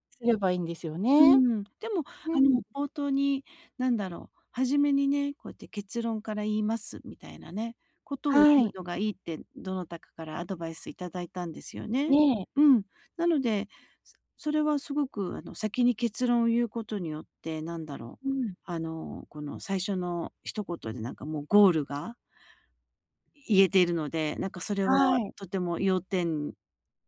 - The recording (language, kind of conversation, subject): Japanese, advice, 短時間で要点を明確に伝えるにはどうすればよいですか？
- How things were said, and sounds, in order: none